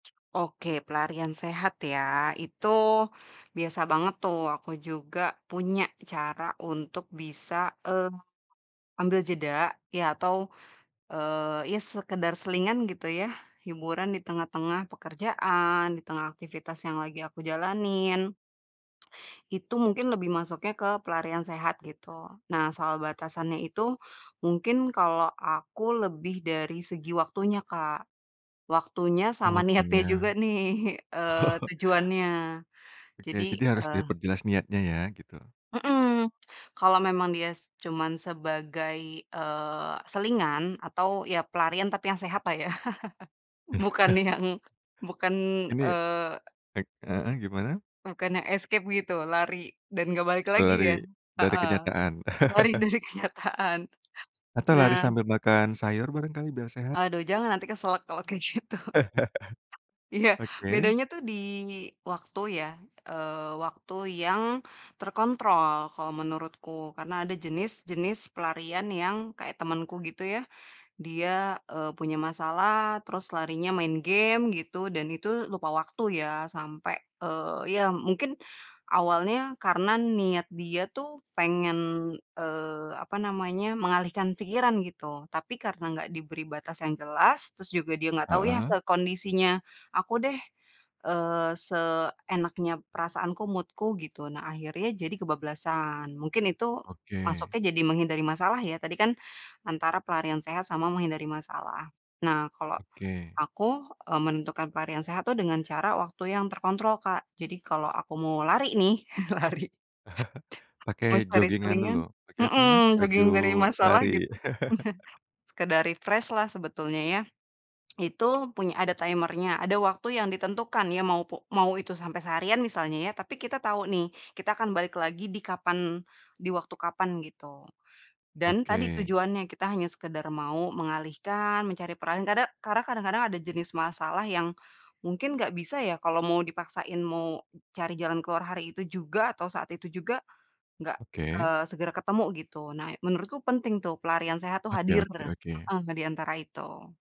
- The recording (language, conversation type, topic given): Indonesian, podcast, Menurutmu, apa batasan antara pelarian sehat dan menghindari masalah?
- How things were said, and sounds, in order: tapping; chuckle; chuckle; in English: "escape"; chuckle; laughing while speaking: "lari dari kenyataan"; other background noise; chuckle; in English: "mood-ku"; chuckle; chuckle; in English: "refresh-lah"; in English: "timer-nya"; chuckle